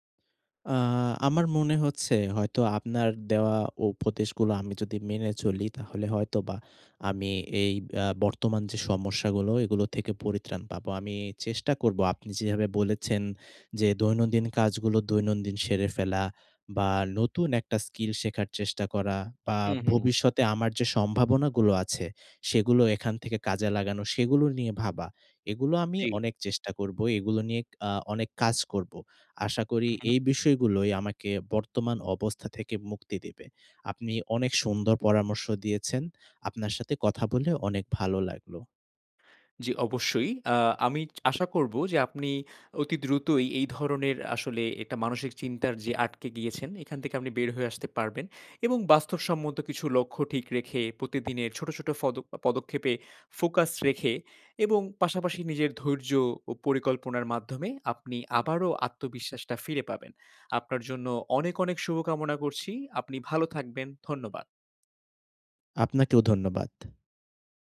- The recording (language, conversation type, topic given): Bengali, advice, আপনার অতীতে করা ভুলগুলো নিয়ে দীর্ঘদিন ধরে জমে থাকা রাগটি আপনি কেমন অনুভব করছেন?
- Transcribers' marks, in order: "উপদেশগুলো" said as "ওপদেশগুলো"